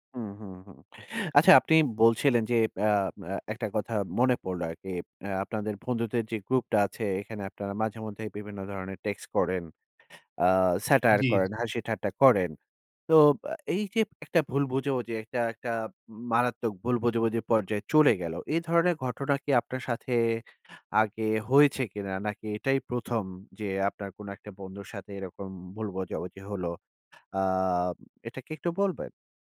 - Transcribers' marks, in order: in English: "টেক্স"; "টেক্সট" said as "টেক্স"; in English: "satire"
- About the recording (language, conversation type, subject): Bengali, advice, টেক্সট বা ইমেইলে ভুল বোঝাবুঝি কীভাবে দূর করবেন?